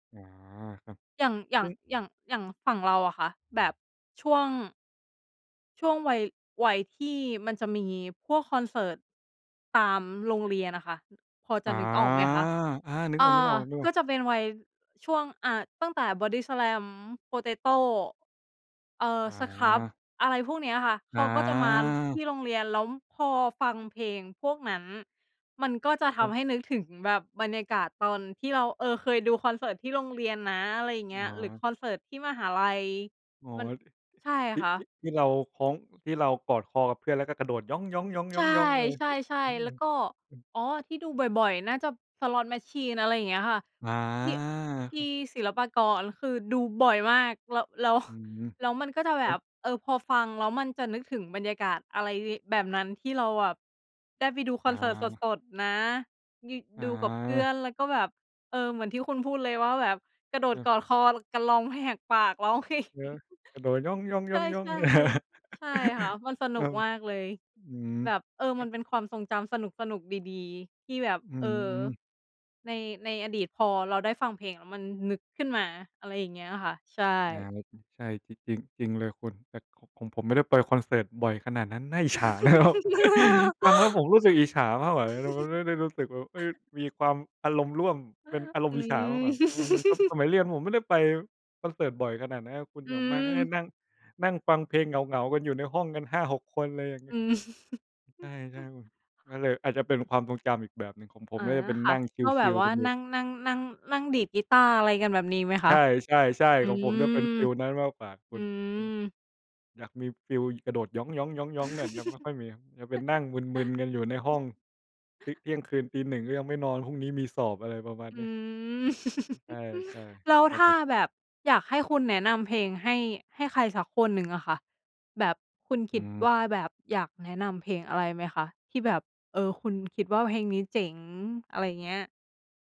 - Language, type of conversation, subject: Thai, unstructured, เพลงอะไรที่คุณร้องตามได้ทุกครั้งที่ได้ฟัง?
- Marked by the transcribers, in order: other background noise; chuckle; unintelligible speech; chuckle; laughing while speaking: "เพลง"; chuckle; laughing while speaking: "ครับ"; laugh; laughing while speaking: "ครับ"; chuckle; unintelligible speech; laugh; chuckle; chuckle; chuckle